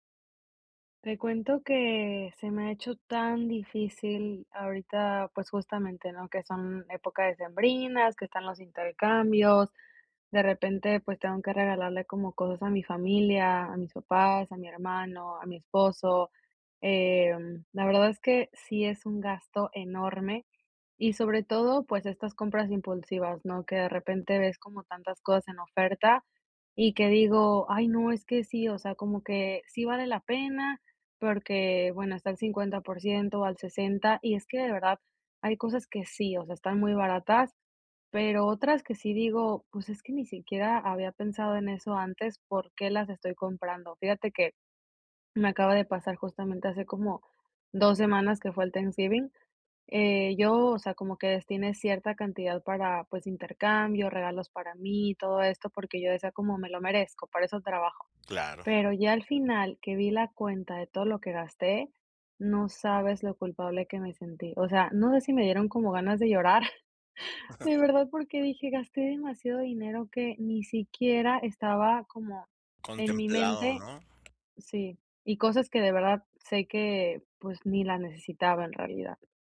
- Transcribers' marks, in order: tapping; chuckle; other background noise; chuckle; laughing while speaking: "de verdad"
- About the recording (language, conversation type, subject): Spanish, advice, ¿Cómo puedo comprar sin caer en compras impulsivas?